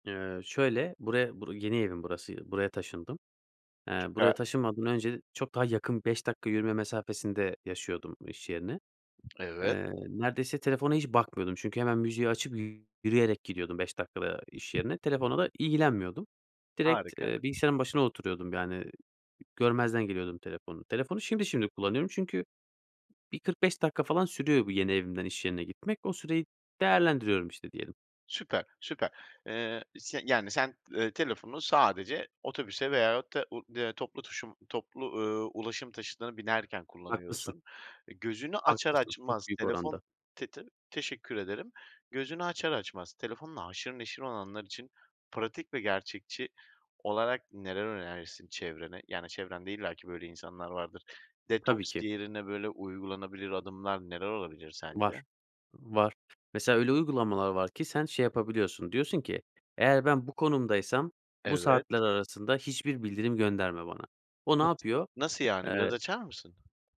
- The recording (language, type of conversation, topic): Turkish, podcast, Sabah enerjini artırmak için hangi alışkanlıkları önerirsin?
- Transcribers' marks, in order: tapping; other background noise